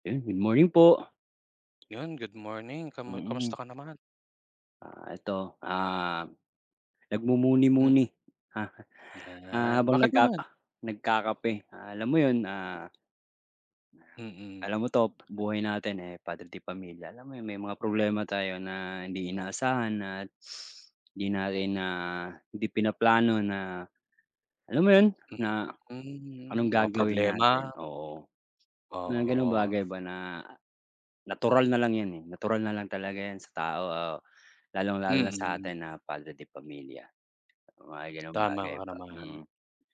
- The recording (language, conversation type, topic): Filipino, unstructured, Ano ang palagay mo tungkol sa pag-utang bilang solusyon sa mga problemang pinansyal?
- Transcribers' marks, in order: tapping; chuckle